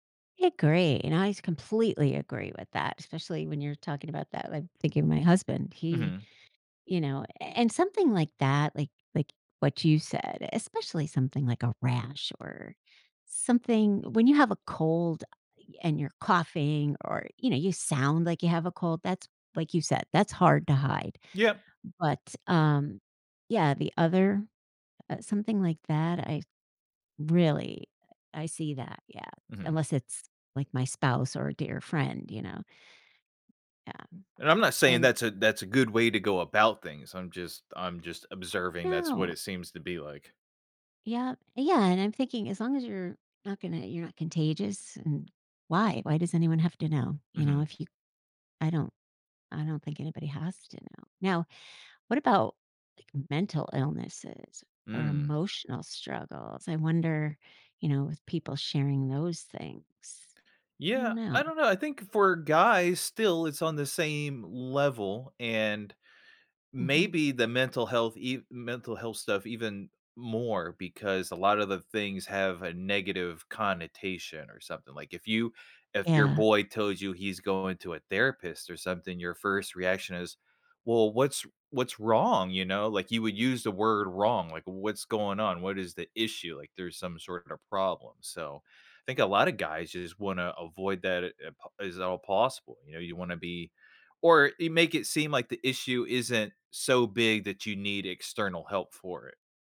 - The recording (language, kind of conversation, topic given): English, unstructured, How should I decide who to tell when I'm sick?
- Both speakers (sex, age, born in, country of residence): female, 55-59, United States, United States; male, 35-39, United States, United States
- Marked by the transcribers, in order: tapping; other background noise